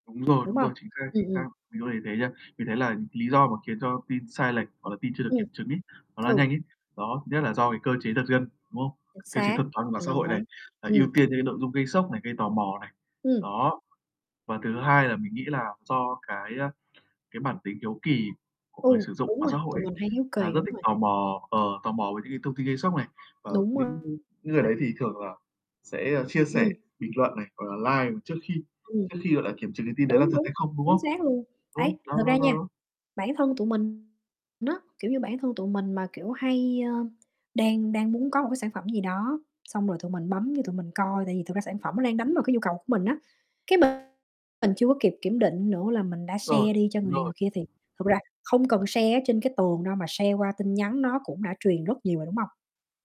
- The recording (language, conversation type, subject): Vietnamese, unstructured, Bạn có lo ngại về việc thông tin sai lệch lan truyền nhanh không?
- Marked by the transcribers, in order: tapping; other background noise; distorted speech; in English: "like"; in English: "share"; static; in English: "share"; in English: "share"